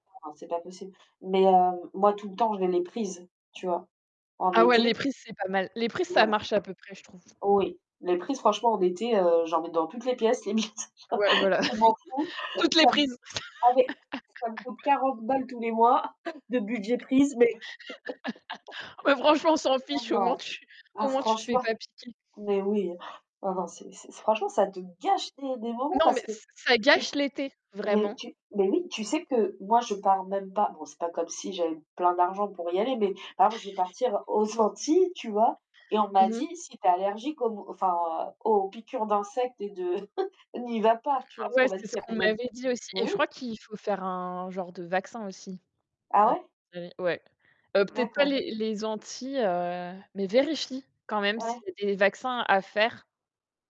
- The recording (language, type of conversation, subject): French, unstructured, Préférez-vous les soirées d’hiver au coin du feu ou les soirées d’été sous les étoiles ?
- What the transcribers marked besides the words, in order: distorted speech; laugh; chuckle; laugh; stressed: "gâche"; laugh; chuckle; other noise; unintelligible speech; unintelligible speech